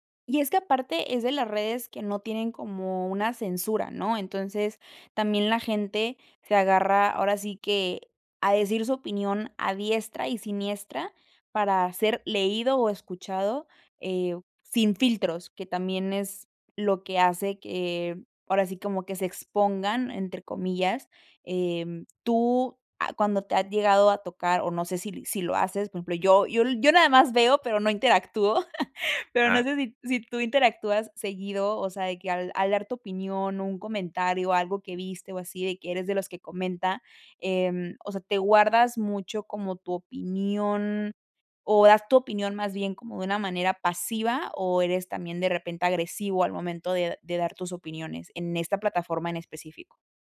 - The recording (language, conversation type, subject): Spanish, podcast, ¿Qué límites pones entre tu vida en línea y la presencial?
- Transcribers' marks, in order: chuckle